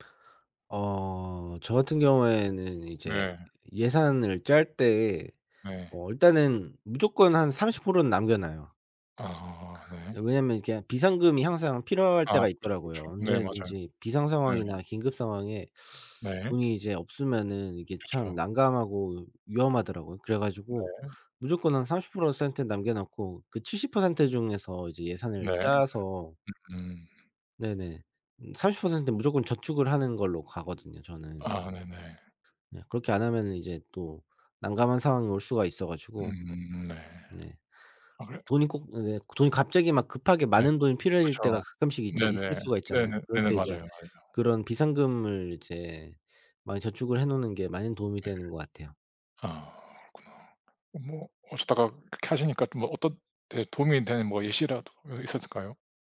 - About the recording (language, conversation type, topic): Korean, unstructured, 돈을 잘 관리하려면 어떤 습관을 들이는 것이 좋을까요?
- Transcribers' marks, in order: other background noise; tapping